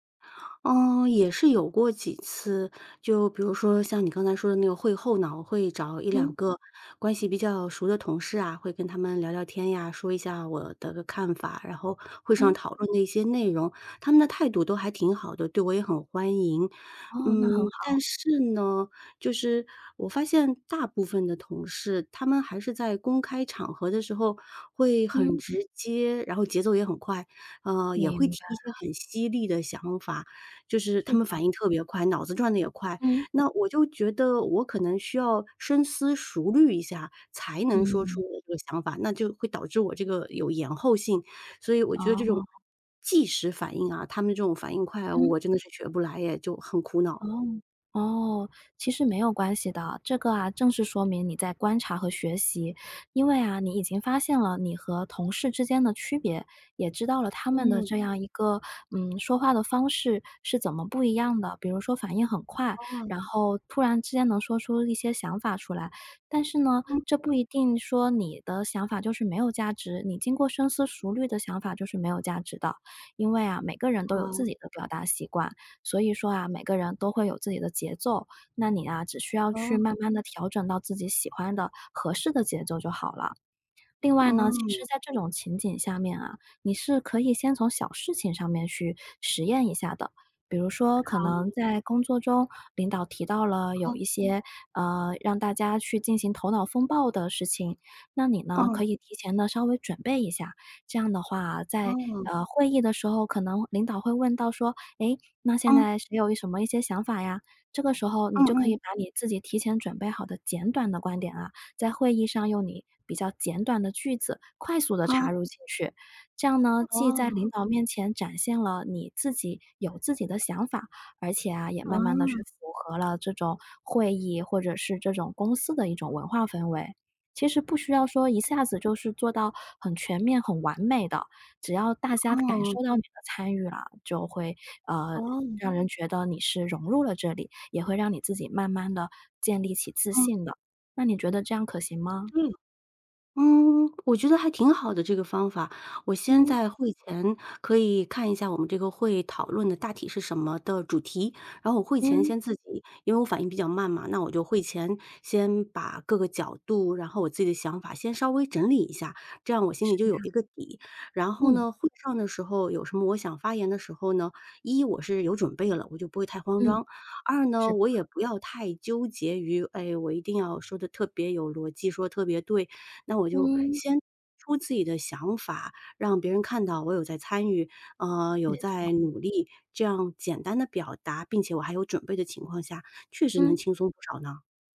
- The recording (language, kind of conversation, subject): Chinese, advice, 你是如何适应并化解不同职场文化带来的冲突的？
- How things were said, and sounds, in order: other background noise; tapping; "即时" said as "计时"